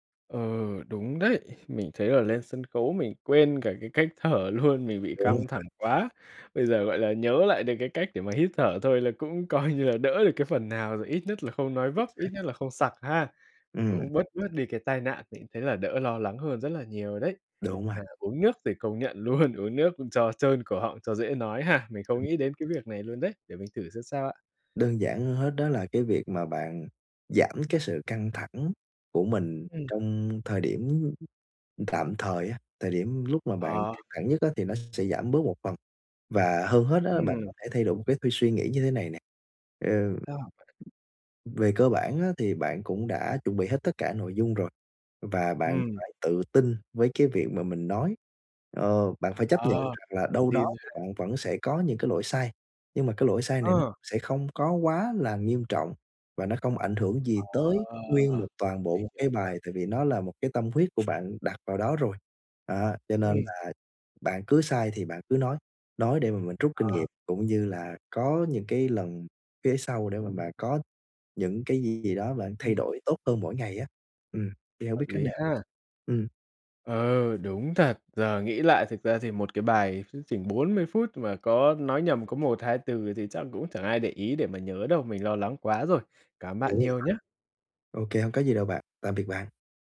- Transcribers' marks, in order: laughing while speaking: "thở luôn"; other background noise; tapping; laughing while speaking: "coi như"; laughing while speaking: "luôn"
- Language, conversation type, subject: Vietnamese, advice, Làm sao để bớt lo lắng khi phải nói trước một nhóm người?